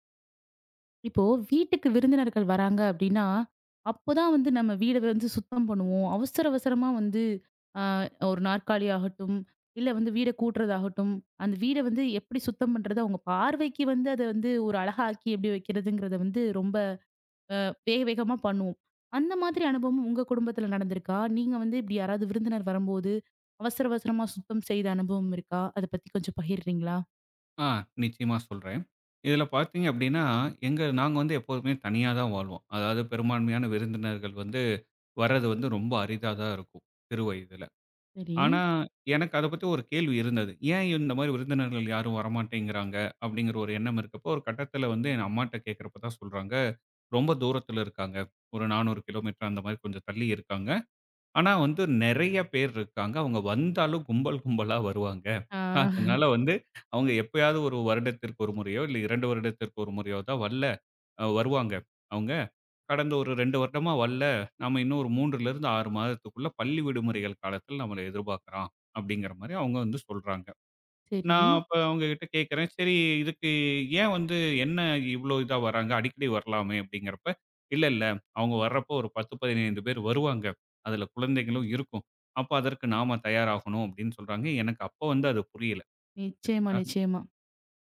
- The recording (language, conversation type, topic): Tamil, podcast, வீட்டில் விருந்தினர்கள் வரும்போது எப்படி தயாராக வேண்டும்?
- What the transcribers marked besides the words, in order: other noise; chuckle; laughing while speaking: "அதனால"